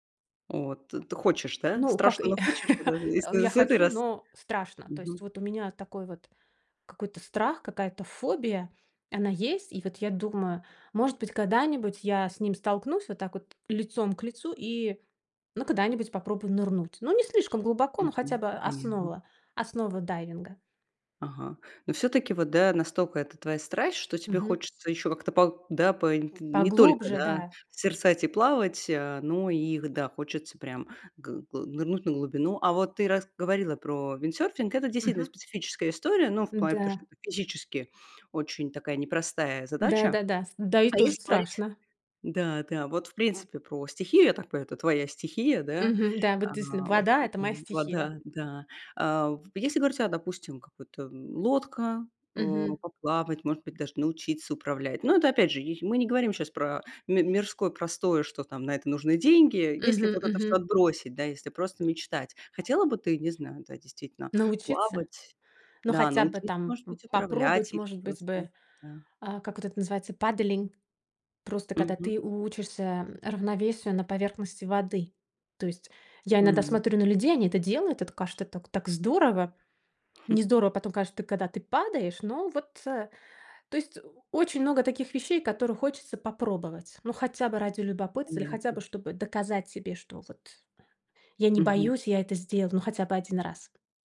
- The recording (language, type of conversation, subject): Russian, podcast, Есть ли место, где ты почувствовал себя по‑настоящему живым?
- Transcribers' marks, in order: other background noise; chuckle; in English: "paddling"; tapping